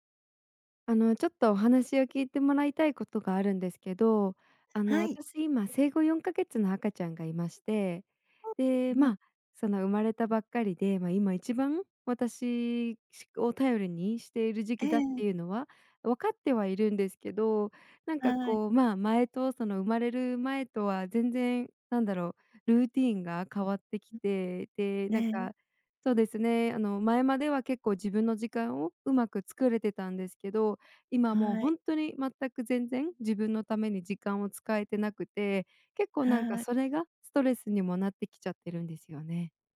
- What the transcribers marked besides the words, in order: none
- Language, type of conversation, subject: Japanese, advice, 家事や育児で自分の時間が持てないことについて、どのように感じていますか？